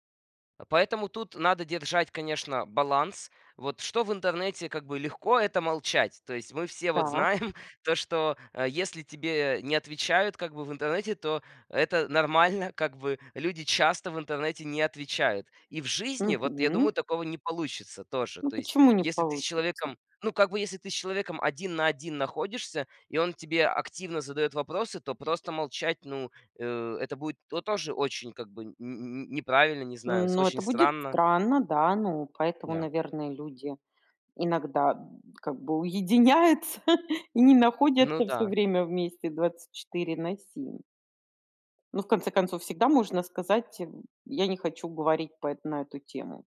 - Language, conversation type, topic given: Russian, podcast, Что помогает избежать недопониманий онлайн?
- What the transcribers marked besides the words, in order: tapping; chuckle; laughing while speaking: "нормально"; laughing while speaking: "уединяются"